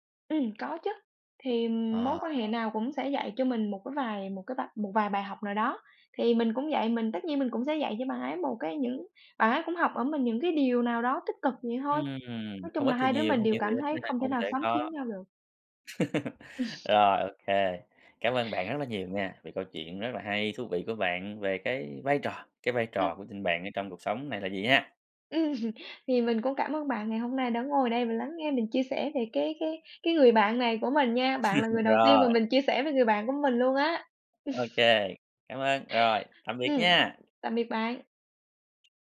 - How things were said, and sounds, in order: background speech; laugh; chuckle; laughing while speaking: "Ừm"; tapping; laugh; chuckle; laugh
- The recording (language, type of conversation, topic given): Vietnamese, podcast, Bạn có thể kể về vai trò của tình bạn trong đời bạn không?